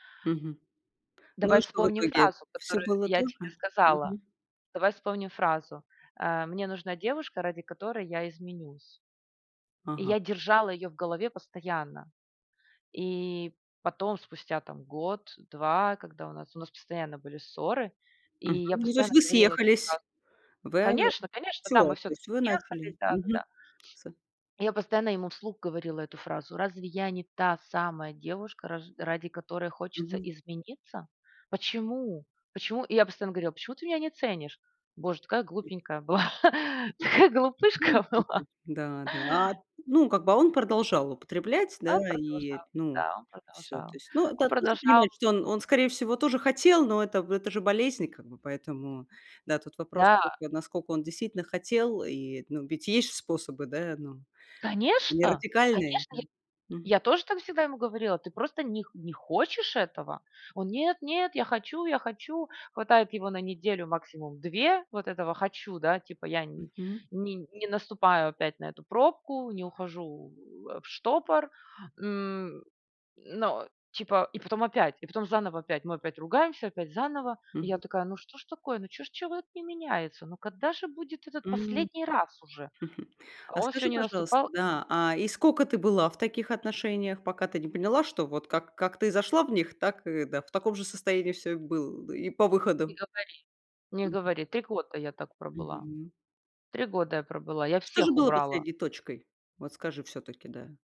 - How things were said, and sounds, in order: tapping; laughing while speaking: "такая глупышка была"; chuckle
- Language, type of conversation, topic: Russian, podcast, Какая ошибка дала тебе самый ценный урок?